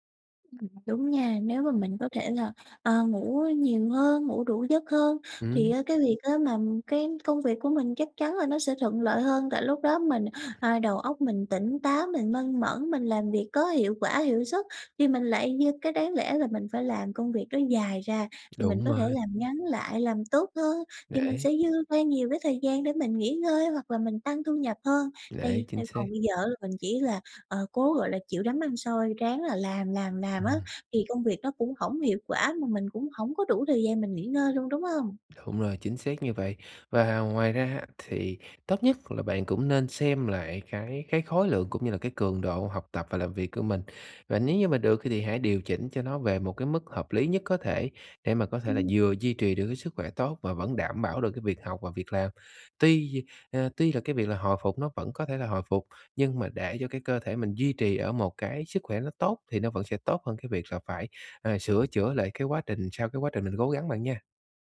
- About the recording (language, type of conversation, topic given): Vietnamese, advice, Làm thế nào để nhận biết khi nào cơ thể cần nghỉ ngơi?
- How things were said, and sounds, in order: tapping; other background noise